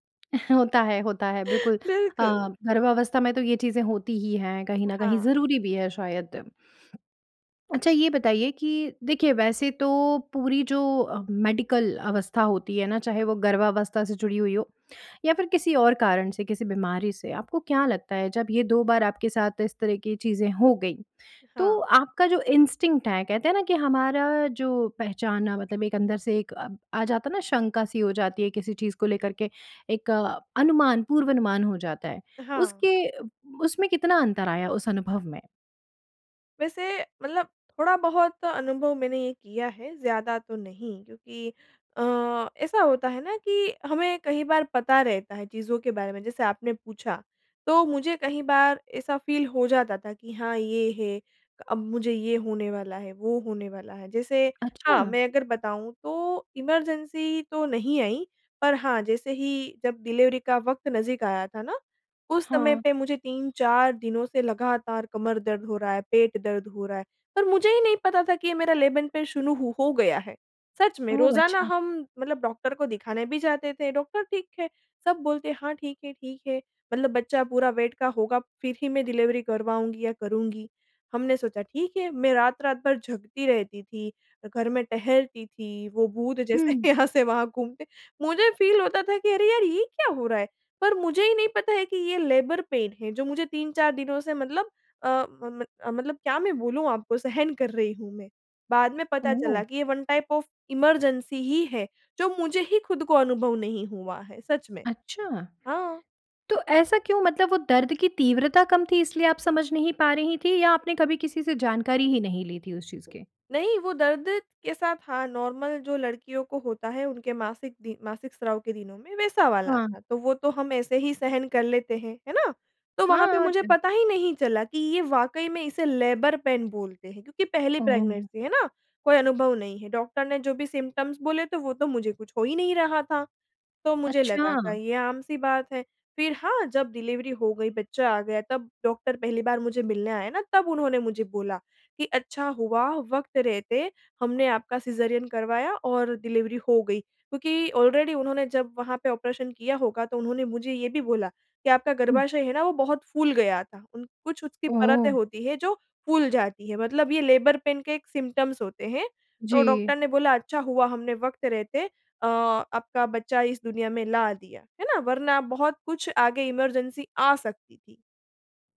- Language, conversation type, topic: Hindi, podcast, क्या आपने कभी किसी आपातकाल में ठंडे दिमाग से काम लिया है? कृपया एक उदाहरण बताइए।
- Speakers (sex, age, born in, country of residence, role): female, 25-29, India, India, guest; female, 35-39, India, India, host
- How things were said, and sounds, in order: tapping; chuckle; laugh; in English: "इंस्टिंक्ट"; in English: "फ़ील"; in English: "इमरजेंसी"; alarm; in English: "लेबर पेन"; in English: "वेट"; laughing while speaking: "जैसे यहाँ से वहाँ"; in English: "फ़ील"; in English: "लेबर पेन"; in English: "वन टाइप ऑफ इमरजेंसी"; in English: "नॉर्मल"; in English: "लेबर पेन"; in English: "प्रेगनेंसी"; in English: "सिम्पटम्स"; in English: "ऑलरेडी"; surprised: "ओह!"; in English: "लेबर पेन"; in English: "सिम्पटम्स"; in English: "इमरजेंसी"